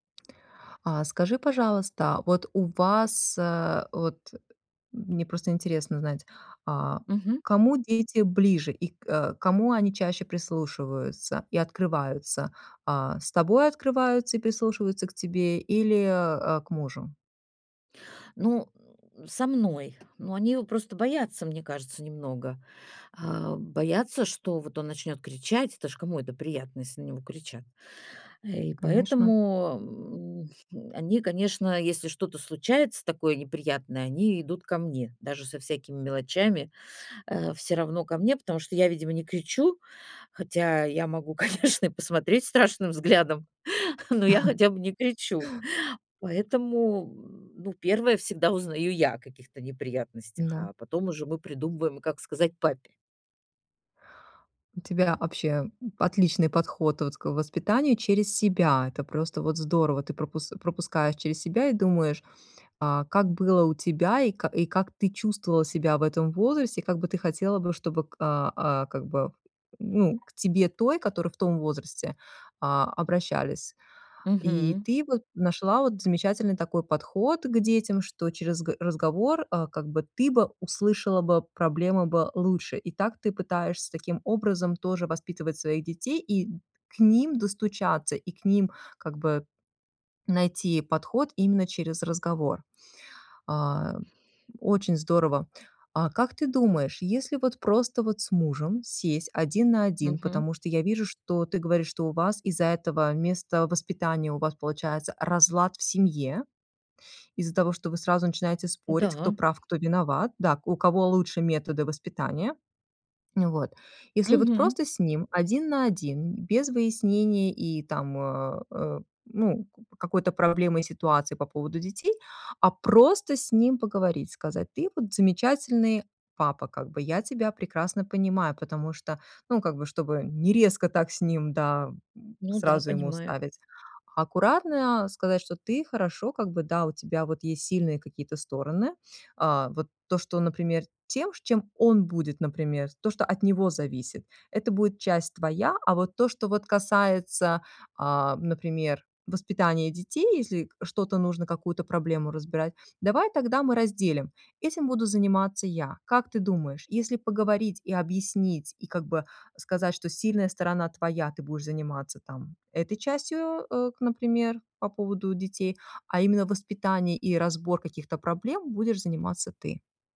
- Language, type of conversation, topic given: Russian, advice, Как нам с партнёром договориться о воспитании детей, если у нас разные взгляды?
- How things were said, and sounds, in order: tapping; laughing while speaking: "конечно, и посмотреть страшным взглядом, но я хотя бы не кричу"; chuckle; "вообще" said as "обще"; other background noise